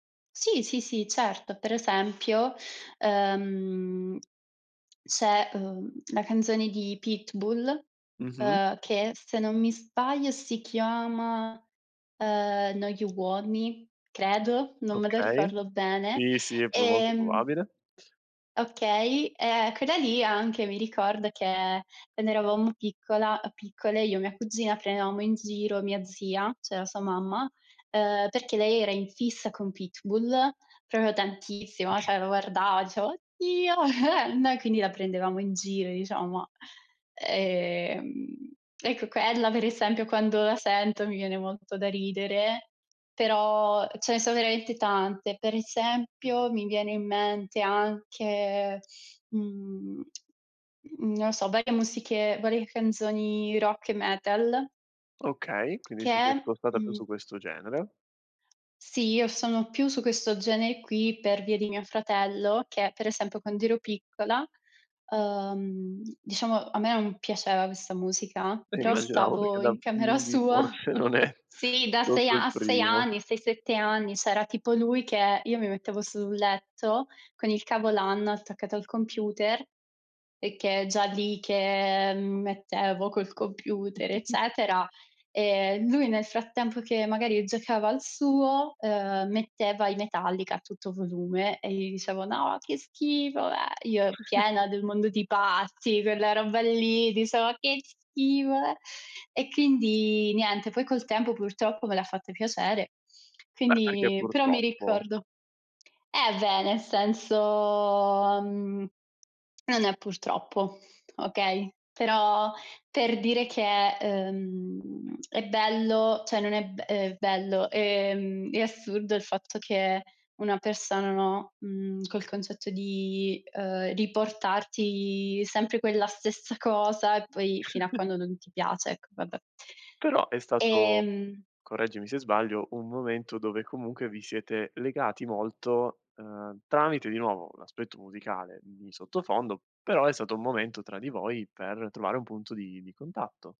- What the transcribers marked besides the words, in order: tapping; other background noise; "cioè" said as "ceh"; other noise; "proprio" said as "propio"; "cioè" said as "ceh"; put-on voice: "Oddio!"; chuckle; lip smack; laughing while speaking: "forse non è"; "proprio" said as "propio"; laughing while speaking: "sua"; "c'era" said as "s'era"; chuckle; chuckle; put-on voice: "No, che schifo, bleah!"; put-on voice: "Che schifo, le"; "bleah" said as "le"; "quindi" said as "chindi"; "cioè" said as "ceh"; chuckle
- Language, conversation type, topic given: Italian, podcast, Qual è il primo ricordo musicale della tua infanzia?